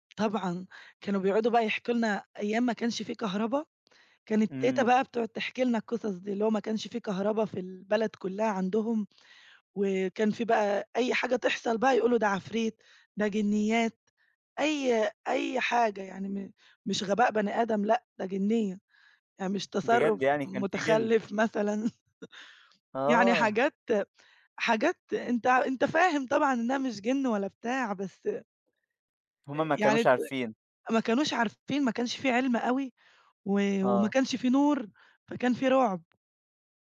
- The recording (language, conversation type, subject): Arabic, podcast, إيه ذكريات الطفولة المرتبطة بالأكل اللي لسه فاكراها؟
- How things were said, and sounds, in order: tapping; chuckle